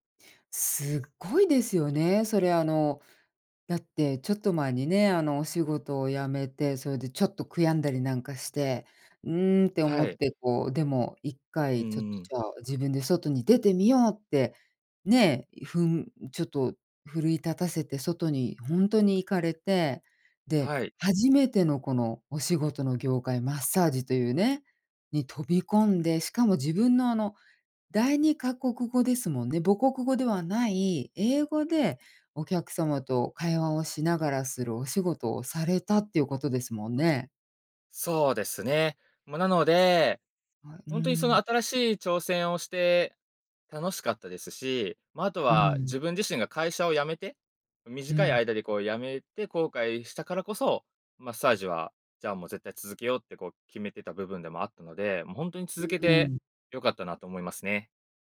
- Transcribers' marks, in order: none
- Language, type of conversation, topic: Japanese, podcast, 失敗からどう立ち直りましたか？